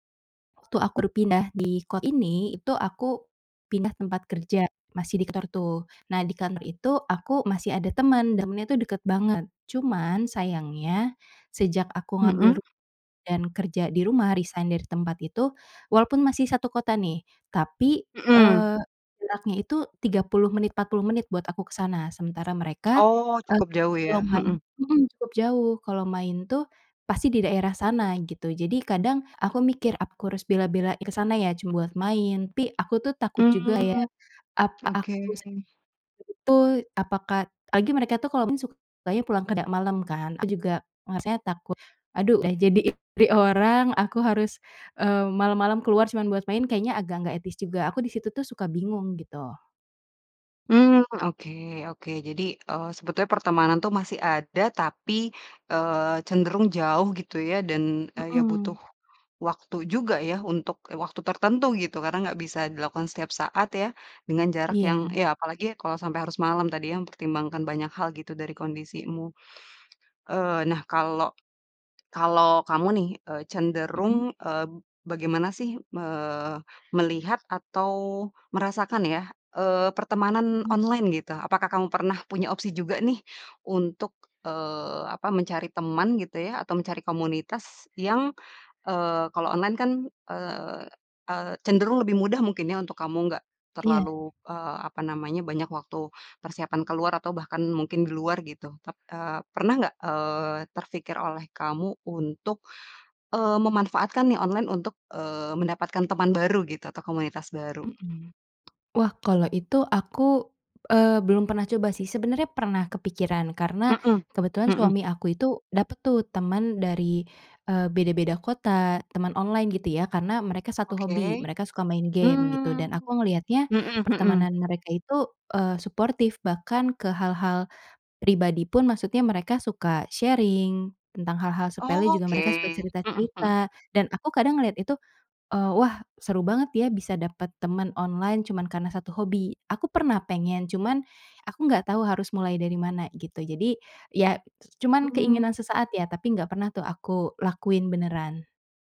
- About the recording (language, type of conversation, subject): Indonesian, advice, Bagaimana cara mendapatkan teman dan membangun jaringan sosial di kota baru jika saya belum punya teman atau jaringan apa pun?
- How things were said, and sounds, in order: background speech; unintelligible speech; tapping; in English: "sharing"